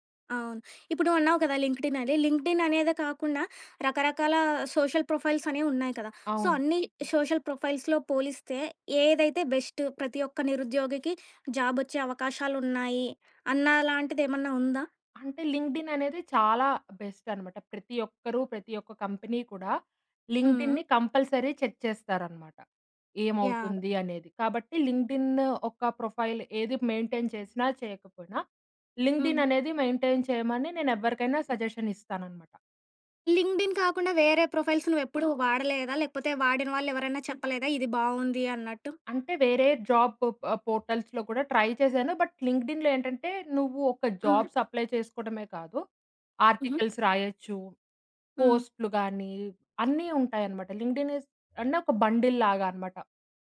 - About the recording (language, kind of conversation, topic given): Telugu, podcast, రిక్రూటర్లు ఉద్యోగాల కోసం అభ్యర్థుల సామాజిక మాధ్యమ ప్రొఫైల్‌లను పరిశీలిస్తారనే భావనపై మీ అభిప్రాయం ఏమిటి?
- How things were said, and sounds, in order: in English: "లింక్డ్ఇన్"; in English: "లింక్డ్ఇన్"; in English: "సోషల్ ప్రొఫైల్స్"; in English: "సో"; in English: "సోషల్ ప్రొఫైల్స్‌లో"; in English: "బెస్ట్"; in English: "లింక్డ్ఇన్"; in English: "కంపెనీ"; in English: "లింక్డ్ఇన్‌ని కంపల్సరీ చెక్"; other background noise; in English: "లింక్డ్ఇన్"; in English: "ప్రొఫైల్"; in English: "మెయింటైన్"; in English: "లింక్డ్ఇన్"; in English: "మెయింటైన్"; in English: "సజెషన్"; in English: "లింక్డ్ఇన్"; in English: "ప్రొఫైల్స్"; in English: "జాబ్ ప పోర్టల్స్‌లో"; in English: "ట్రై"; in English: "బట్ లింక్డ్ఇన్‌లో"; in English: "జాబ్స్ అప్లై"; in English: "ఆర్టికల్స్"; in English: "లింక్డ్ఇన్ ఇజ్"; in English: "బండిల్‌లాగా"